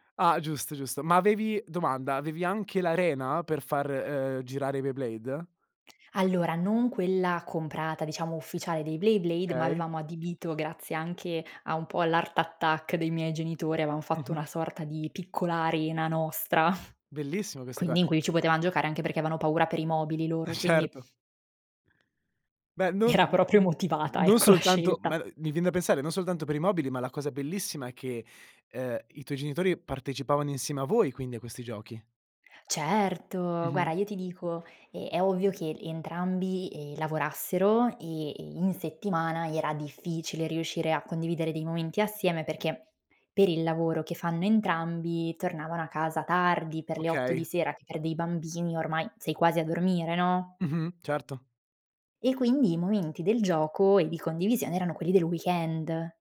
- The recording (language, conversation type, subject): Italian, podcast, Quali giochi ti hanno ispirato quando eri bambino?
- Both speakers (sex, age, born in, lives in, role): female, 25-29, Italy, France, guest; male, 25-29, Italy, Italy, host
- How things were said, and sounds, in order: other background noise; "Beyblade" said as "Blayblade"; "Okay" said as "kay"; chuckle; chuckle; laughing while speaking: "Certo!"; laughing while speaking: "era proprio motivata, ecco, la scelta"